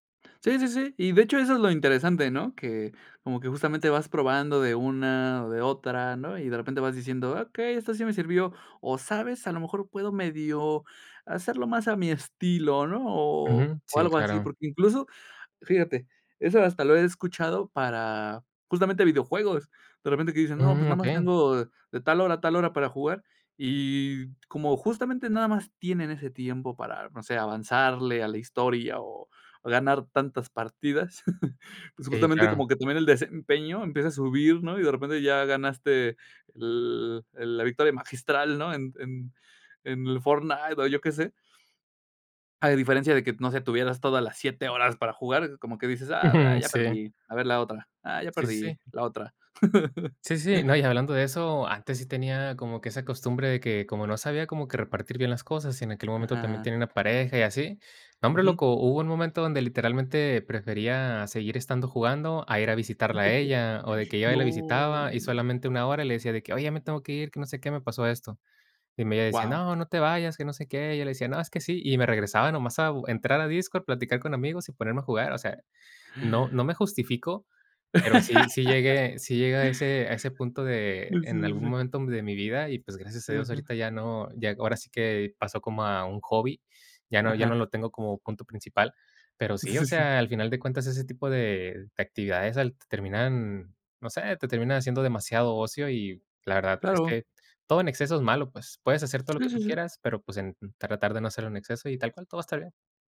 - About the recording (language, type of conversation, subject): Spanish, podcast, ¿Cómo gestionas tu tiempo entre el trabajo, el estudio y tu vida personal?
- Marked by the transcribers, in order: laugh; laugh; other background noise; gasp; laugh